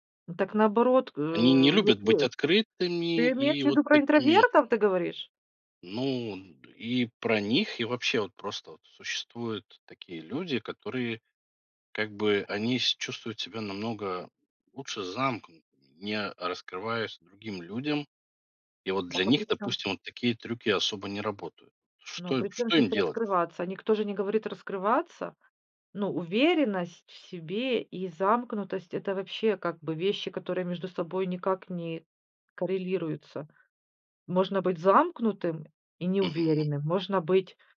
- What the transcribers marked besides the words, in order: tapping; unintelligible speech
- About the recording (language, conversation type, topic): Russian, podcast, Какие мелочи помогают почувствовать себя другим человеком?